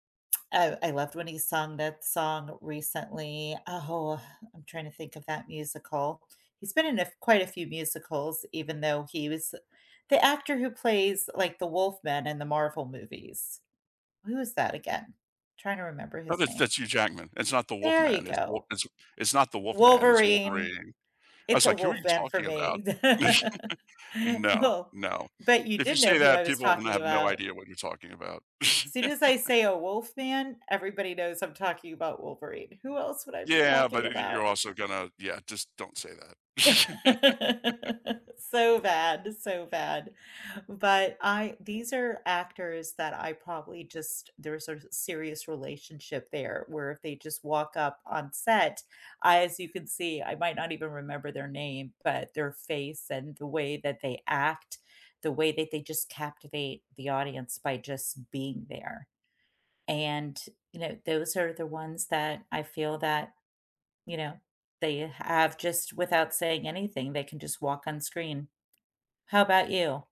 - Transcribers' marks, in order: chuckle; laughing while speaking: "Oh"; chuckle; chuckle; laugh; tapping; laugh
- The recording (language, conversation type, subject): English, unstructured, Which actors do you feel always elevate a film, even mediocre ones?